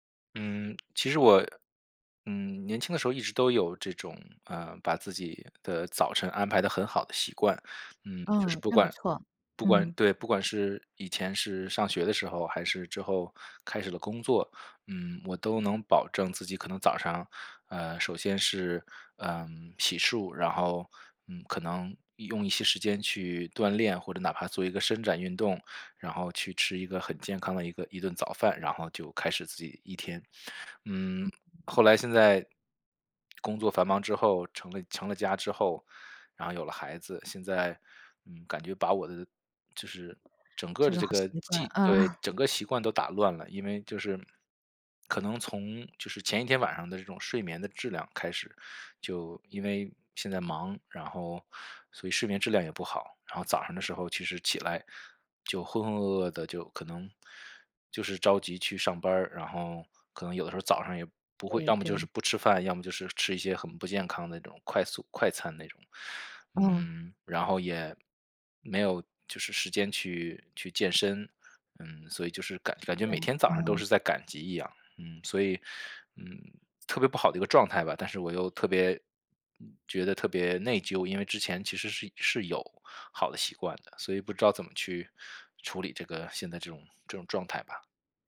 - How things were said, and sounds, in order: other background noise; tapping; laughing while speaking: "啊"
- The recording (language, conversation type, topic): Chinese, advice, 你想如何建立稳定的晨间习惯并坚持下去？